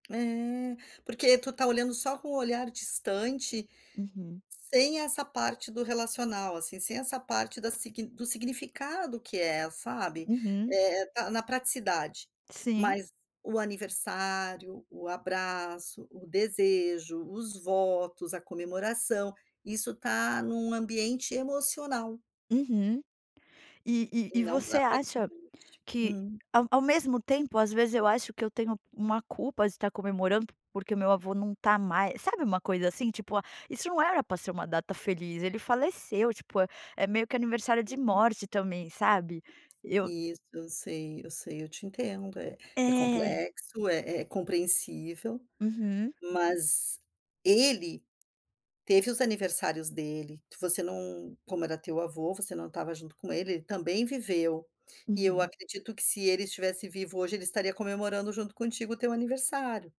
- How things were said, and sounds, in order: other background noise; tapping
- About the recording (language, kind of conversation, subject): Portuguese, advice, Como você lida com aniversários e outras datas que trazem lembranças?